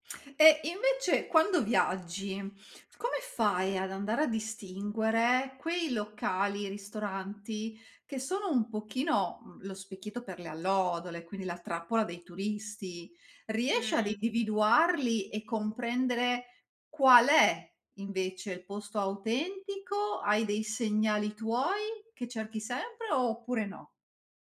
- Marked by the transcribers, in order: none
- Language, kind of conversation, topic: Italian, podcast, Come scopri nuovi sapori quando viaggi?